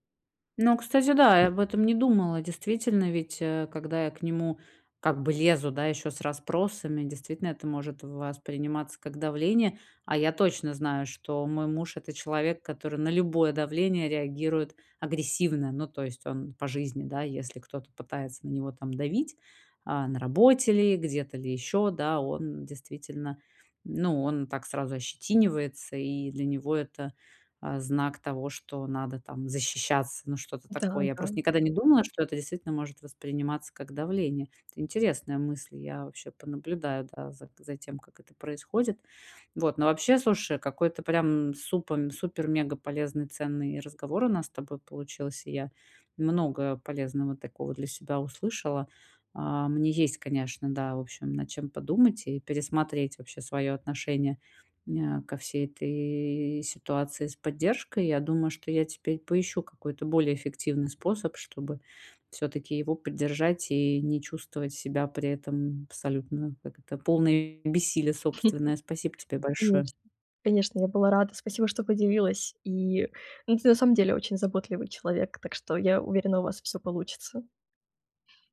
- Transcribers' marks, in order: stressed: "лезу"; tapping; chuckle
- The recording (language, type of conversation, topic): Russian, advice, Как поддержать партнёра, который переживает жизненные трудности?